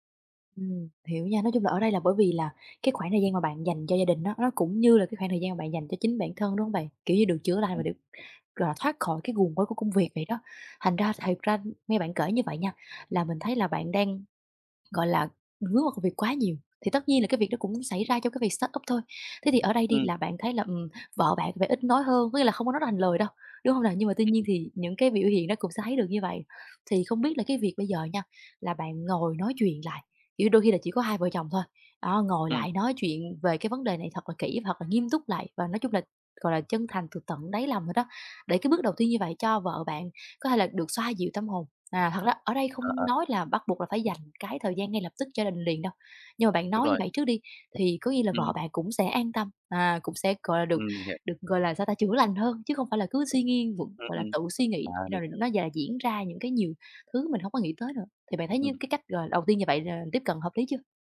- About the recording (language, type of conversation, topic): Vietnamese, advice, Làm sao để cân bằng giữa công việc ở startup và cuộc sống gia đình?
- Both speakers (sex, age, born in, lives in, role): female, 20-24, Vietnam, Vietnam, advisor; male, 35-39, Vietnam, Vietnam, user
- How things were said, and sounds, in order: other background noise; tapping; in English: "startup"; unintelligible speech; unintelligible speech